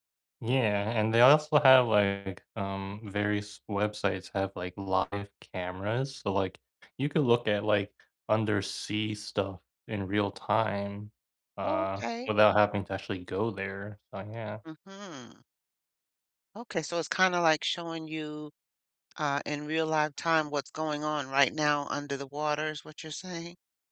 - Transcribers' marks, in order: none
- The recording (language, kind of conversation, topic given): English, unstructured, Can technology help education more than it hurts it?
- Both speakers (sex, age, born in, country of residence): female, 60-64, United States, United States; male, 25-29, United States, United States